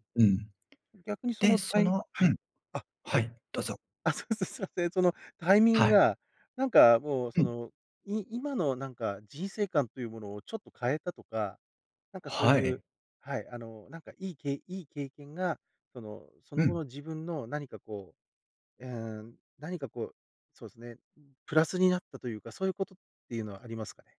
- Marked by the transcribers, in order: other background noise; laughing while speaking: "あ、そうです。すみません"
- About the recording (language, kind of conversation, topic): Japanese, podcast, これまでに「タイミングが最高だった」と感じた経験を教えてくれますか？